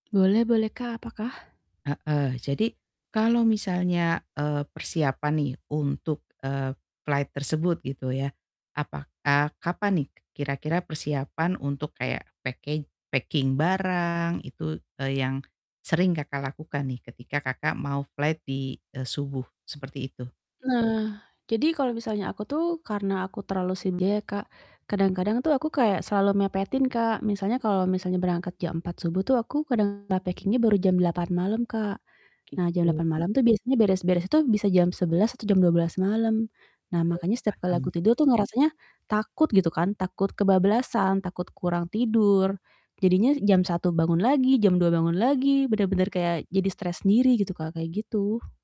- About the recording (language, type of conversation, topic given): Indonesian, advice, Mengapa saya sering terbangun di tengah malam dan sulit tidur kembali?
- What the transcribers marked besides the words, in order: in English: "flight"; in English: "packing packing"; in English: "flight"; distorted speech; in English: "packing-nya"; static